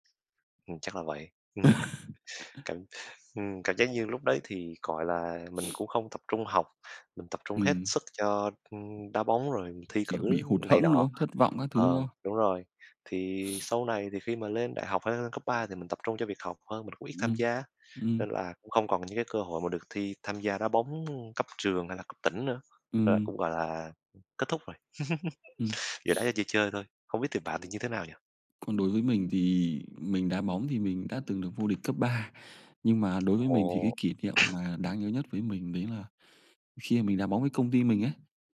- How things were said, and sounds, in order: tapping; chuckle; laugh; other background noise; chuckle; cough
- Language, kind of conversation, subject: Vietnamese, unstructured, Bạn có kỷ niệm nào đáng nhớ khi chơi thể thao không?
- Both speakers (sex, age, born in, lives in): male, 20-24, Vietnam, Vietnam; male, 25-29, Vietnam, Vietnam